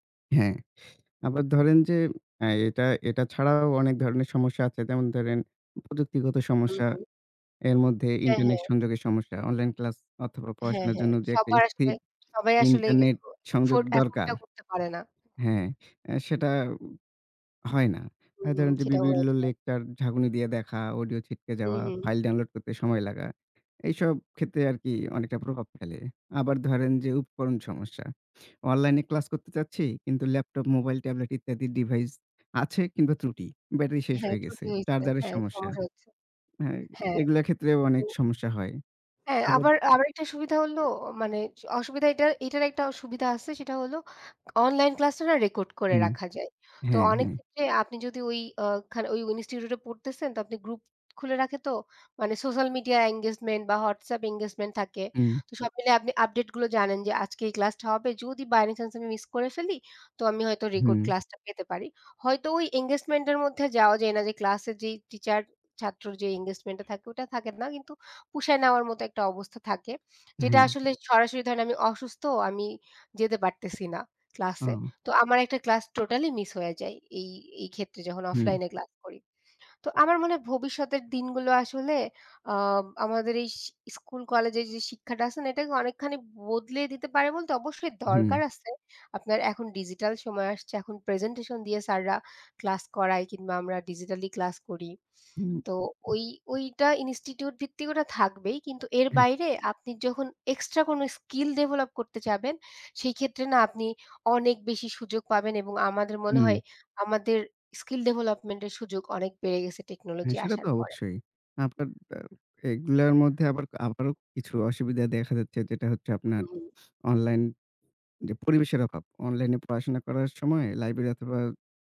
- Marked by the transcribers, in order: tapping; other background noise; "বিভিন্ন" said as "বিভিল্ল"; "পোষায়" said as "পুষাই"; "ডিজিটালি" said as "ডিজিটাললি"; other noise
- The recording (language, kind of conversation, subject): Bengali, unstructured, অনলাইন শিক্ষার সুবিধা ও অসুবিধাগুলো কী কী?